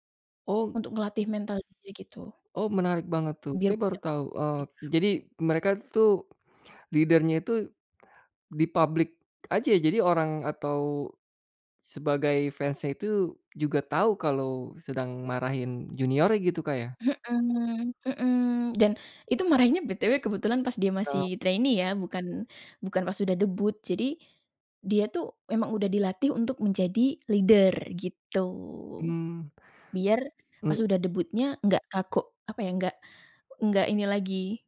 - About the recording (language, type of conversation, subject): Indonesian, podcast, Bagaimana biasanya kamu menemukan lagu baru yang kamu suka?
- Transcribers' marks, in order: unintelligible speech; in English: "leader-nya"; other background noise; in English: "trainee"; in English: "leader"